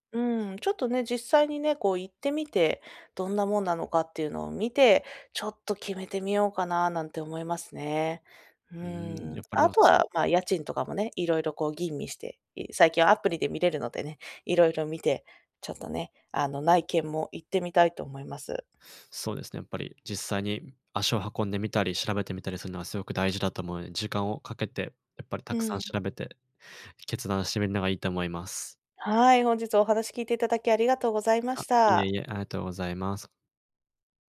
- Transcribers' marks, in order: none
- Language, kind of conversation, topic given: Japanese, advice, 引っ越して生活をリセットするべきか迷っていますが、どう考えればいいですか？